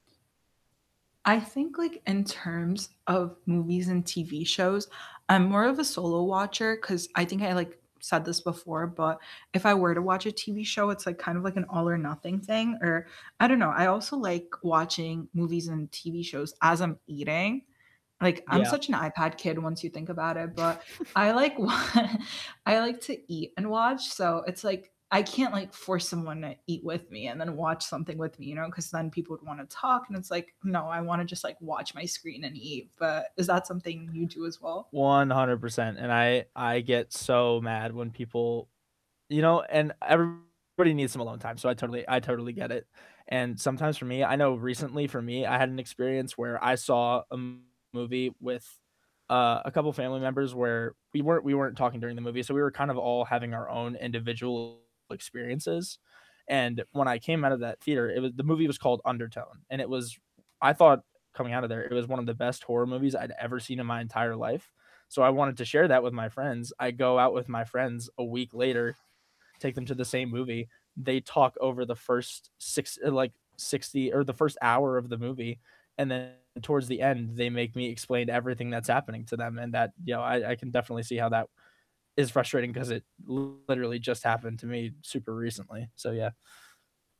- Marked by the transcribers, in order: static; other background noise; distorted speech; laughing while speaking: "wa"; chuckle; tapping
- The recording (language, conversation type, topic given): English, unstructured, Which weekend vibe suits you best for sharing stories and finding common ground: a night at the theater, a cozy night streaming at home, or the buzz of live events?
- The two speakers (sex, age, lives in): female, 50-54, United States; male, 18-19, United States